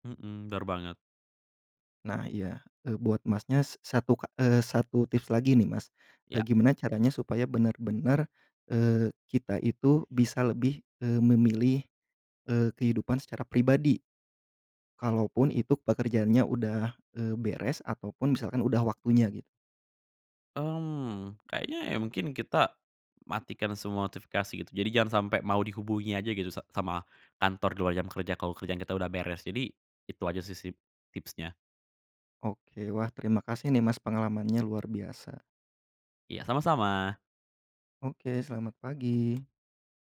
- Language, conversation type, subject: Indonesian, podcast, Gimana kamu menjaga keseimbangan kerja dan kehidupan pribadi?
- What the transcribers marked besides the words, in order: "itu" said as "ituk"; tapping